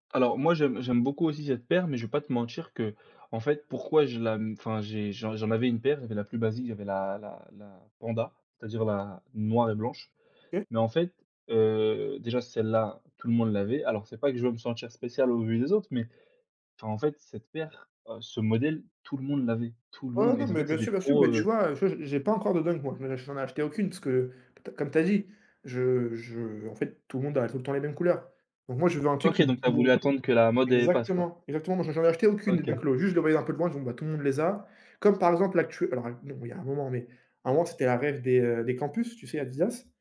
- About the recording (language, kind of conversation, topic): French, unstructured, Comment as-tu découvert ton passe-temps préféré ?
- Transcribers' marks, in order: other background noise